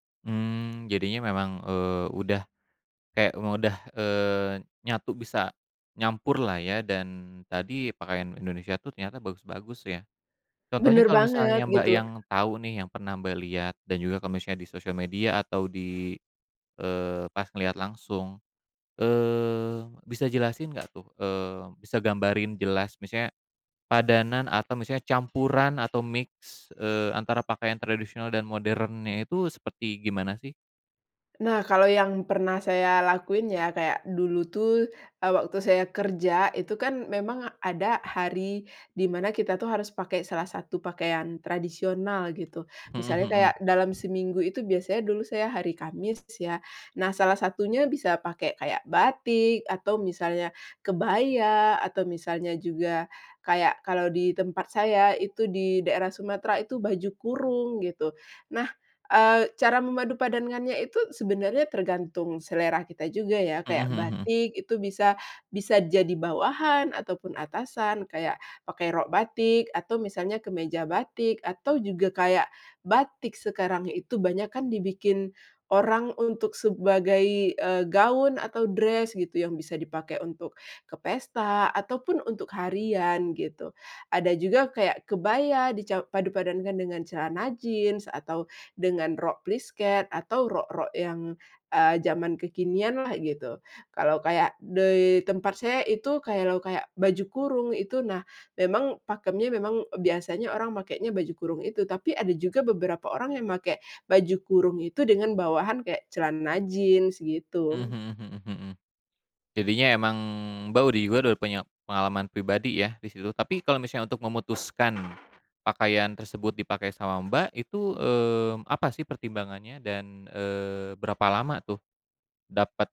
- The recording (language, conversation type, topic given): Indonesian, podcast, Kenapa banyak orang suka memadukan pakaian modern dan tradisional, menurut kamu?
- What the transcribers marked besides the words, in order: other background noise; tapping; in English: "mix"; in English: "dress"